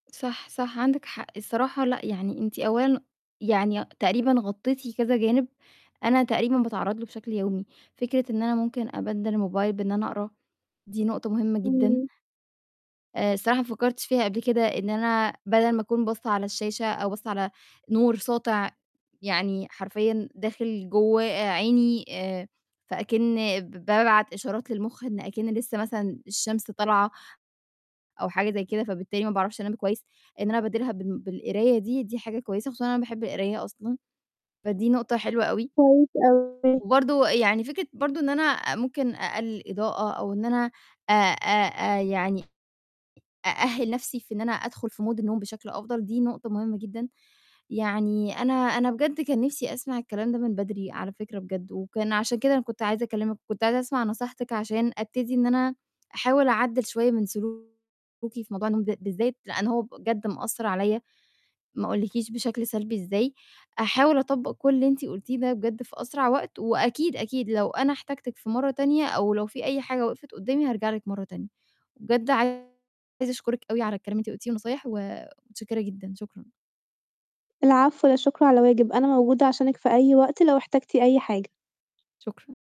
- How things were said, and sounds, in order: distorted speech; other background noise; in English: "mood"
- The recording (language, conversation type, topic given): Arabic, advice, إيه اللي بيصعّب عليك تلتزم بميعاد نوم ثابت كل ليلة؟